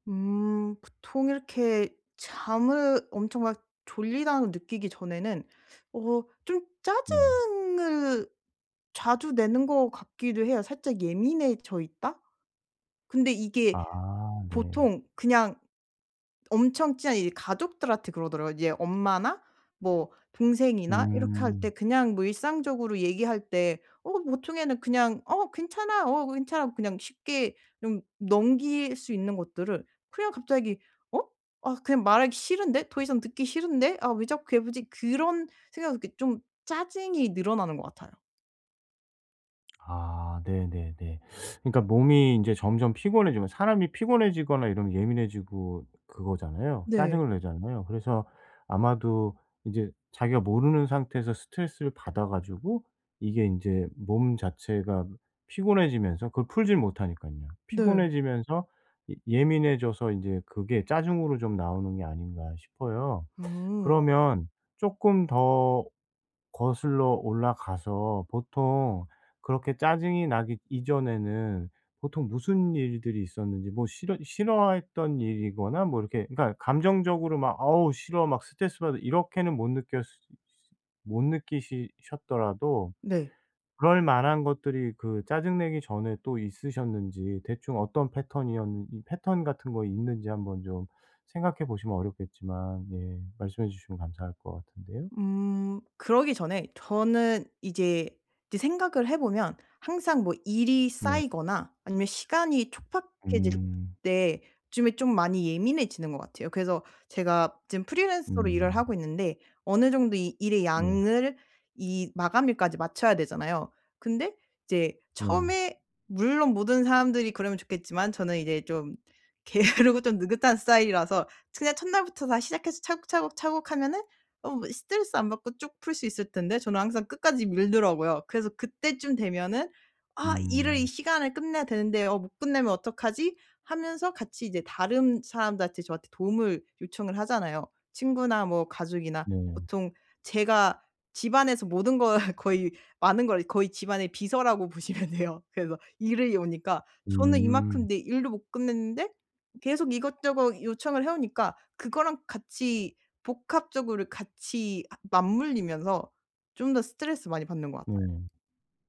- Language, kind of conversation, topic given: Korean, advice, 왜 제 스트레스 반응과 대처 습관은 반복될까요?
- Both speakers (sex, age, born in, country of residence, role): female, 25-29, South Korea, Germany, user; male, 45-49, South Korea, South Korea, advisor
- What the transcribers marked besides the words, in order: other background noise; teeth sucking; tapping; laughing while speaking: "게으르고"; laughing while speaking: "보시면 돼요"